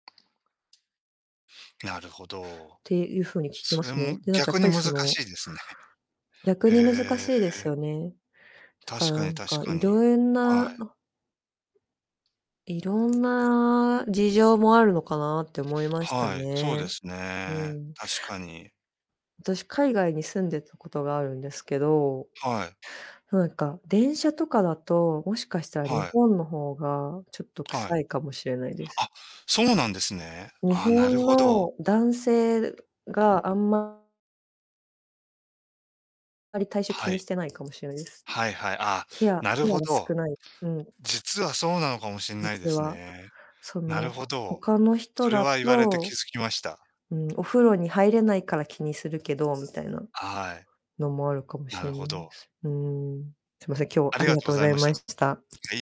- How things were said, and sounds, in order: chuckle; tapping; other background noise; distorted speech
- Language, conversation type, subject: Japanese, unstructured, 他人の汗の臭いが気になるとき、どのように対応していますか？